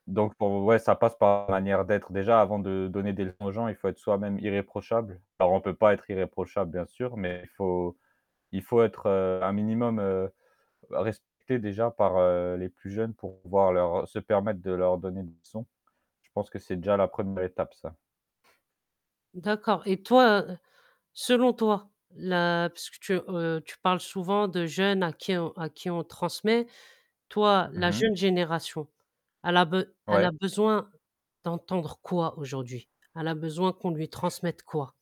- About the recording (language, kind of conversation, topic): French, podcast, Qu’est-ce que tu transmets à la génération suivante ?
- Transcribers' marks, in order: distorted speech; tapping; static